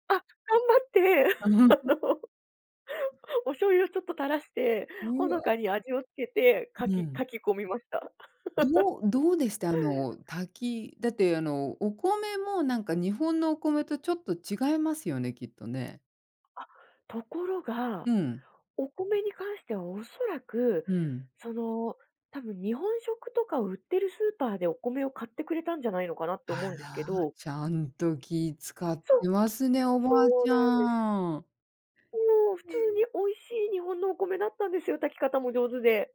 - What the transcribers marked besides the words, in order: chuckle; chuckle
- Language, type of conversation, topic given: Japanese, podcast, 言葉の壁で困ったときの面白いエピソードを聞かせてもらえますか？